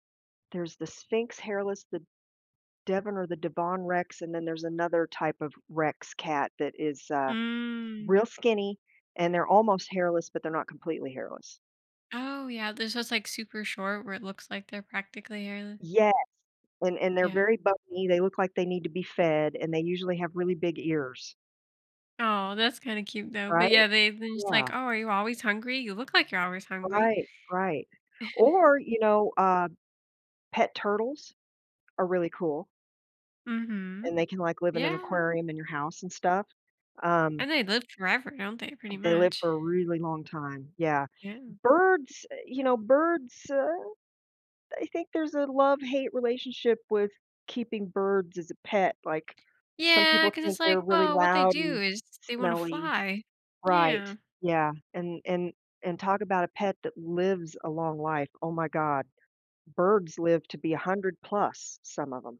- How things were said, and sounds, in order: chuckle; other background noise
- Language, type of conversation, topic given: English, advice, How can I make everyday tasks feel more meaningful?